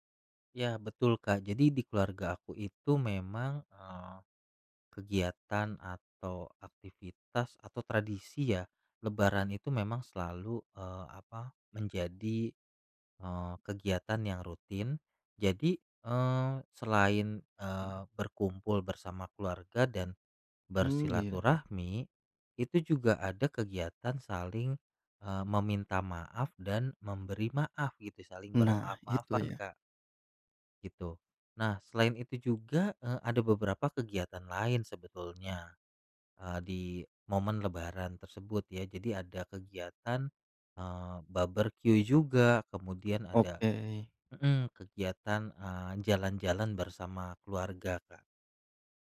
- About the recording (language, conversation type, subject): Indonesian, podcast, Kegiatan apa yang menyatukan semua generasi di keluargamu?
- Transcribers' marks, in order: other background noise; "barbekyu" said as "baberkyu"